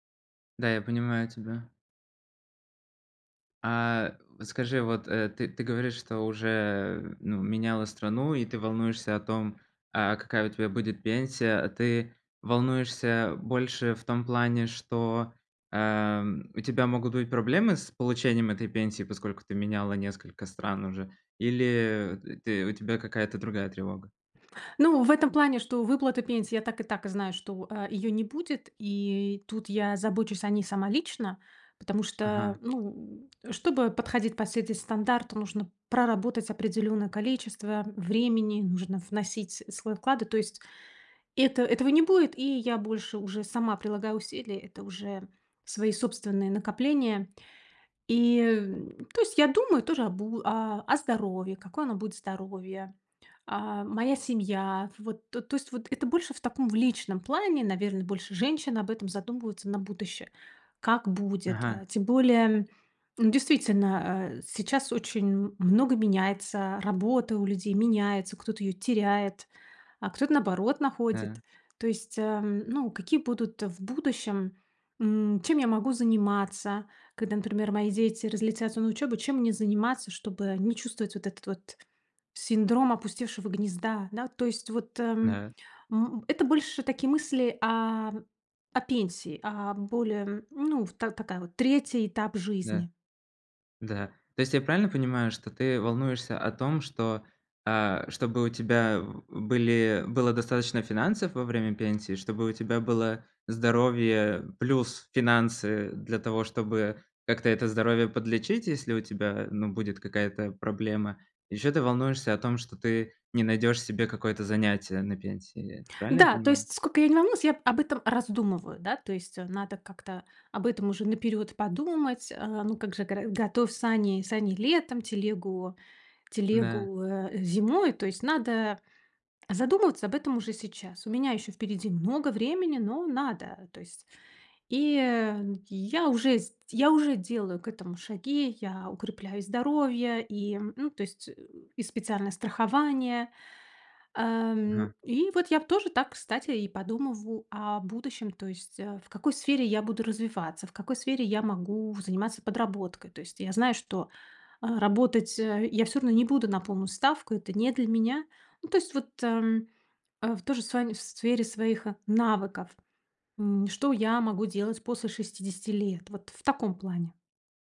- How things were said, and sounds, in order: tapping
- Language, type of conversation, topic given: Russian, advice, Как мне справиться с неопределённостью в быстро меняющемся мире?